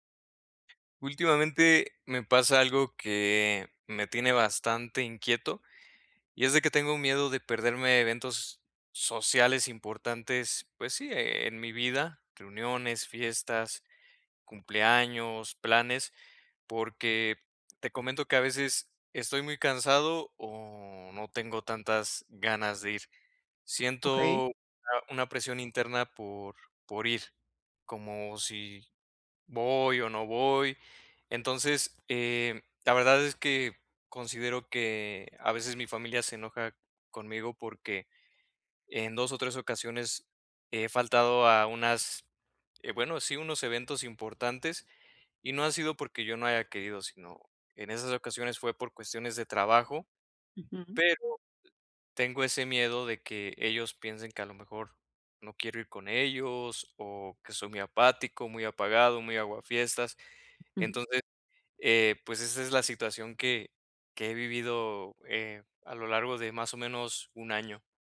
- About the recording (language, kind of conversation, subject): Spanish, advice, ¿Cómo puedo dejar de tener miedo a perderme eventos sociales?
- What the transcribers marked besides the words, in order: other background noise; other noise